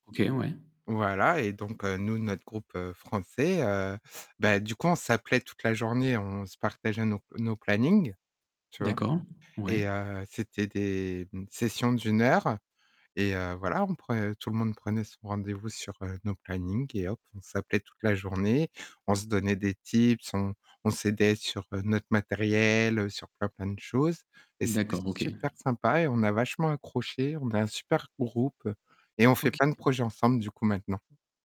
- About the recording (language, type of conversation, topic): French, podcast, Comment bâtir concrètement la confiance dans un espace en ligne ?
- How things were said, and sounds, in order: static; tapping; in English: "tips"; stressed: "super"; distorted speech; other background noise